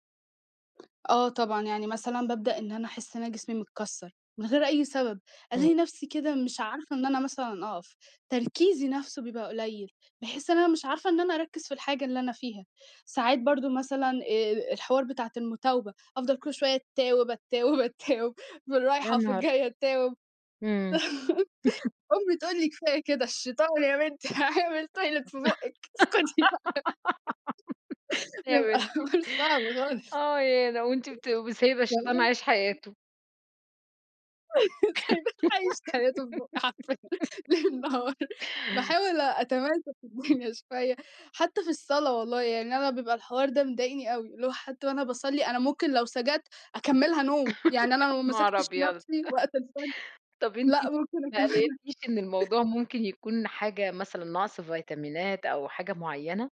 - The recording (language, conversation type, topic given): Arabic, podcast, إيه العلامات اللي بتقول إن نومك مش مكفّي؟
- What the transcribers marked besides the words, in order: tapping; laughing while speaking: "اتتاوب، اتتاوب في الرايحة وفي الجاية اتتاوب"; laugh; giggle; laugh; laughing while speaking: "إيه يا بنتي، آه يا أنا، وأنتِ بت سايبه الشيطان عايش حياته"; in English: "تويلت"; laughing while speaking: "اسكتي بقي. بيبقي حوار صعب خالص"; other background noise; unintelligible speech; laughing while speaking: "سايباه عايش حياته في بوقي حرفيًا ليل نهار"; giggle; laugh; laughing while speaking: "يانهار أبيض"; laughing while speaking: "أكملها"